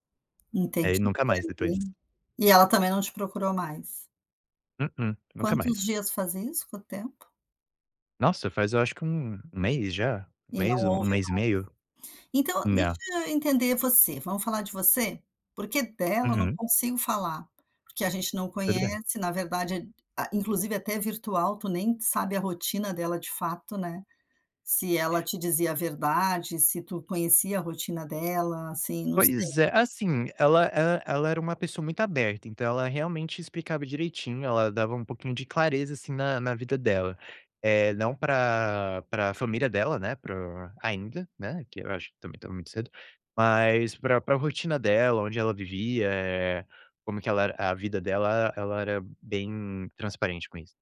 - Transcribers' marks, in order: none
- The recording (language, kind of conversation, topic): Portuguese, advice, Como lidar com as inseguranças em um relacionamento à distância?